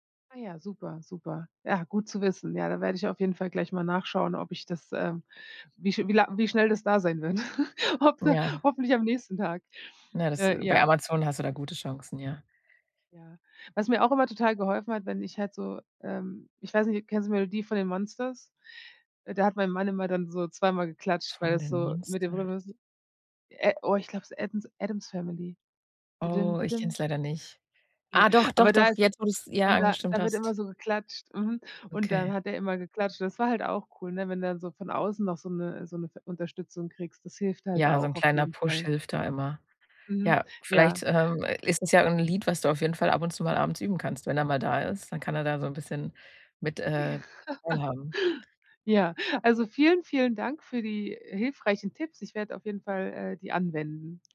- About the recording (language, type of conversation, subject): German, advice, Wie kann ich meine Motivation beim regelmäßigen Üben aufrechterhalten?
- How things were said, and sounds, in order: laugh; laughing while speaking: "Hoffe hoffentlich"; put-on voice: "Monsters?"; drawn out: "Oh"; singing: "Didim didim"; laughing while speaking: "Ne"; laugh; other background noise